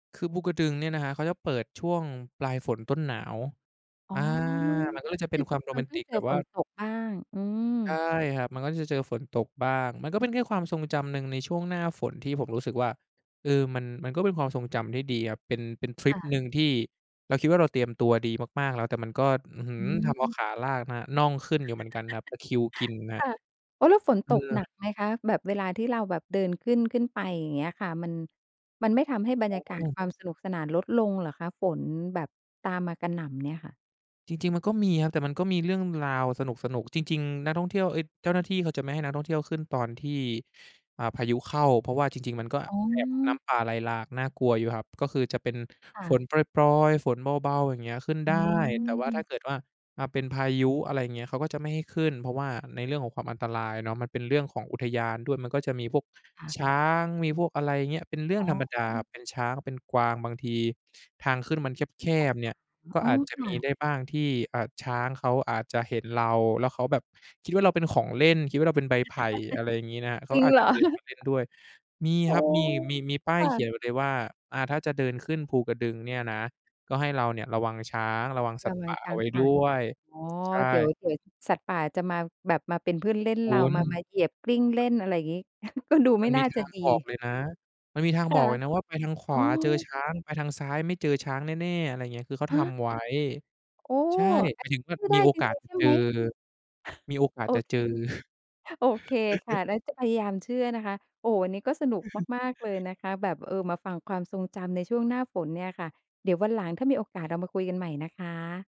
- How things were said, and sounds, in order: unintelligible speech; chuckle; drawn out: "อืม"; unintelligible speech; laugh; chuckle; other background noise; chuckle; laughing while speaking: "โอเค"; chuckle; chuckle
- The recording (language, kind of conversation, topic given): Thai, podcast, ช่วงฤดูฝนคุณมีความทรงจำพิเศษอะไรบ้าง?